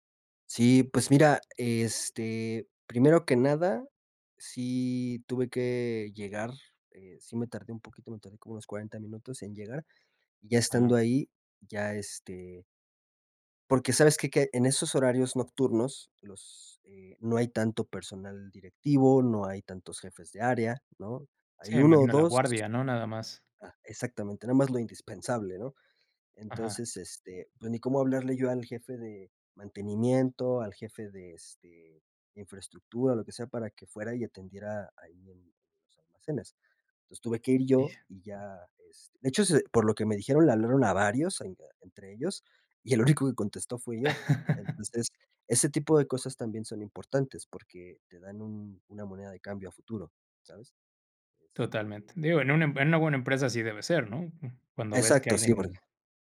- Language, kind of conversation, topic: Spanish, podcast, ¿Cómo priorizas tu tiempo entre el trabajo y la familia?
- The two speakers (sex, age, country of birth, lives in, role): male, 25-29, Mexico, Mexico, guest; male, 35-39, Mexico, Mexico, host
- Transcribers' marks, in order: unintelligible speech; laugh